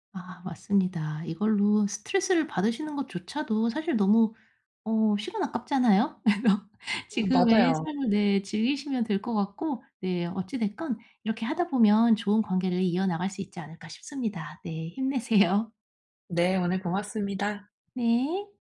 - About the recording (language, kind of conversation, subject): Korean, advice, 어떻게 하면 타인의 무례한 지적을 개인적으로 받아들이지 않을 수 있을까요?
- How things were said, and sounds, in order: laugh; laughing while speaking: "힘내세요"